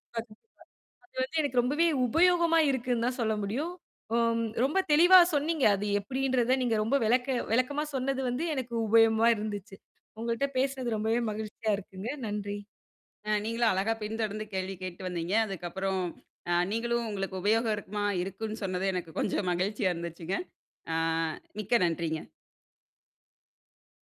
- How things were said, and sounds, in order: distorted speech; other background noise; tapping; laughing while speaking: "எனக்கு கொஞ்சம்"
- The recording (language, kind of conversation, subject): Tamil, podcast, சுய தொழில் தொடங்கலாமா, இல்லையா வேலையைத் தொடரலாமா என்ற முடிவை நீங்கள் எப்படி எடுத்தீர்கள்?